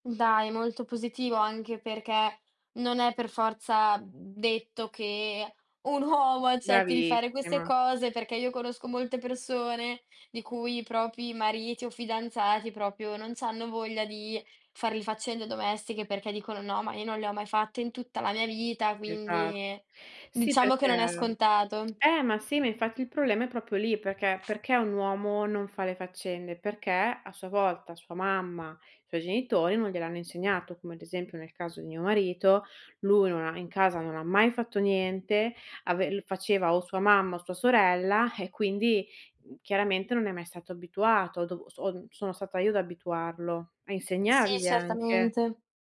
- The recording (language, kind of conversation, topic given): Italian, podcast, Come vi organizzate per dividere le faccende domestiche in una convivenza?
- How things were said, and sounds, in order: laughing while speaking: "uomo"; "propri" said as "propi"; tapping; other background noise